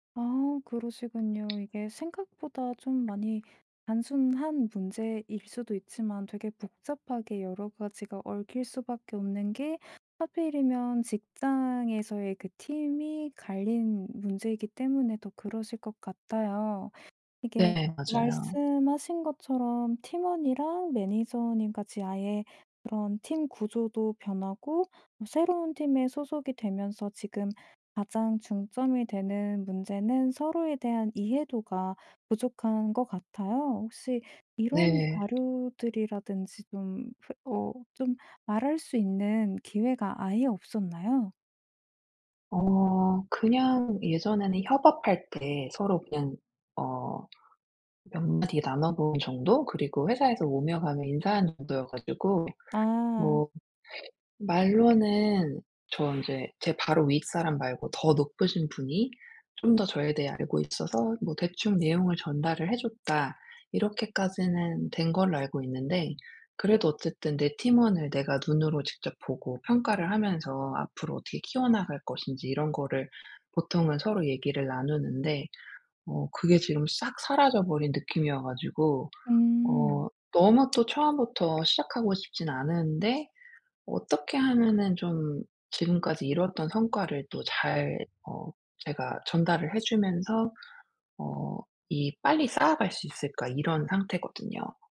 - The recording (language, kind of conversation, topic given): Korean, advice, 멘토에게 부담을 주지 않으면서 효과적으로 도움을 요청하려면 어떻게 해야 하나요?
- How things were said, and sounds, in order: tapping; other background noise